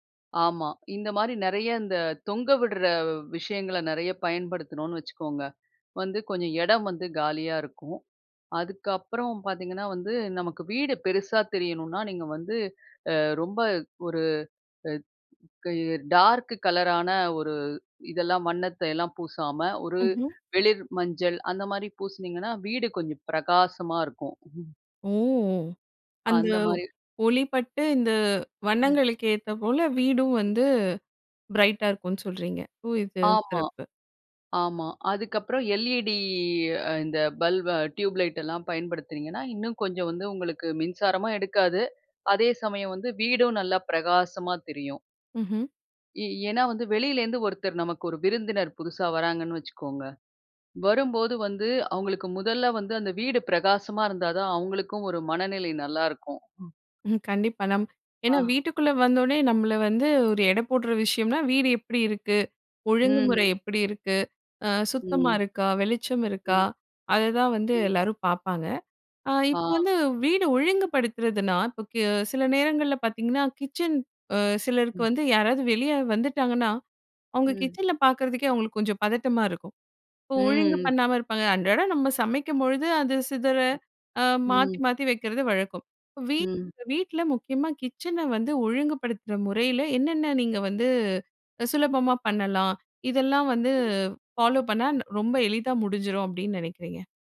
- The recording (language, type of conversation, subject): Tamil, podcast, புதிதாக வீட்டில் குடியேறுபவருக்கு வீட்டை ஒழுங்காக வைத்துக்கொள்ள ஒரே ஒரு சொல்லில் நீங்கள் என்ன அறிவுரை சொல்வீர்கள்?
- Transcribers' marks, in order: in English: "டார்க்"; surprised: "ஓ!"; in English: "பிரைட்டா"; drawn out: "எல்இடி"; in English: "கிச்சன்"; in English: "கிச்சன"; in English: "கிச்சன"; in English: "ஃபாலோ"; other background noise